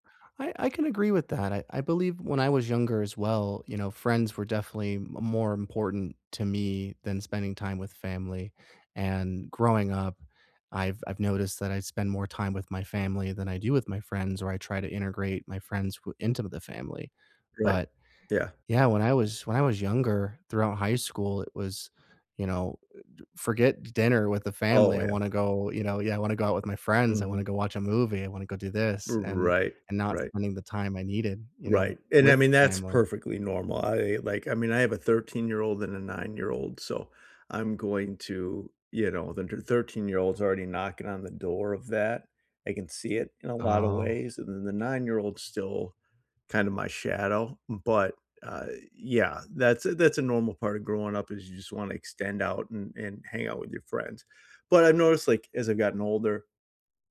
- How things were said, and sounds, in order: none
- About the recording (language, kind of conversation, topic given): English, unstructured, How do I balance time between family and friends?
- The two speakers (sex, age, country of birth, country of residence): male, 30-34, United States, United States; male, 40-44, United States, United States